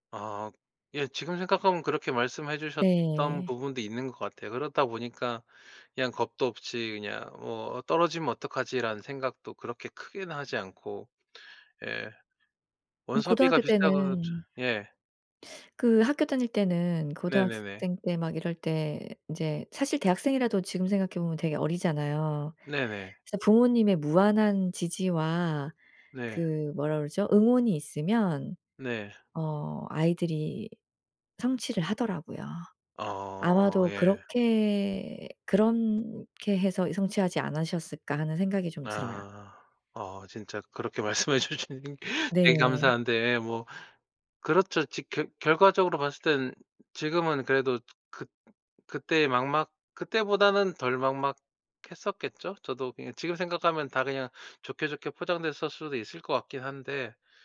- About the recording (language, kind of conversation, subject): Korean, podcast, 인생에서 가장 큰 전환점은 언제였나요?
- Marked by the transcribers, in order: teeth sucking; laughing while speaking: "말씀해 주신"